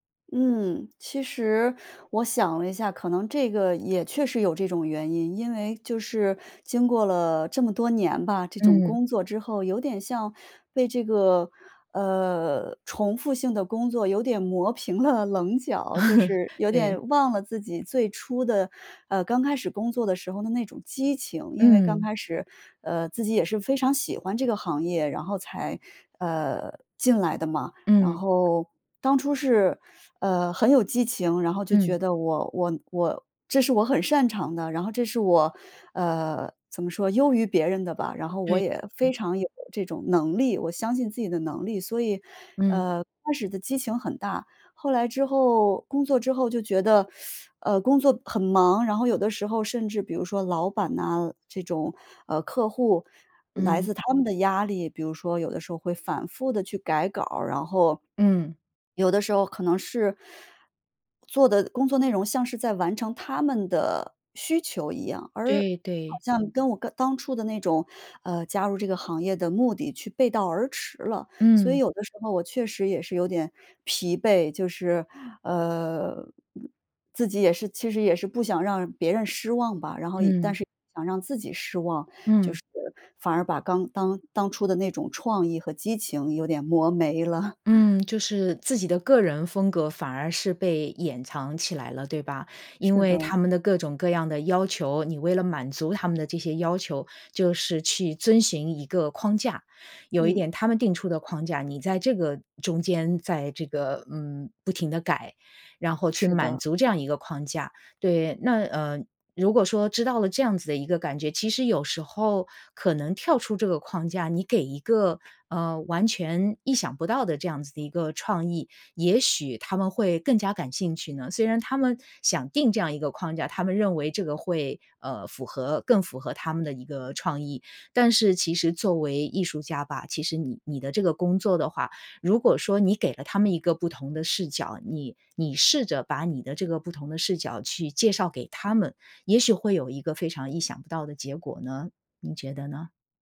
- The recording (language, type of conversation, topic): Chinese, advice, 当你遇到创意重复、找不到新角度时，应该怎么做？
- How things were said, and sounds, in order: laughing while speaking: "了"; laugh; other background noise; teeth sucking; chuckle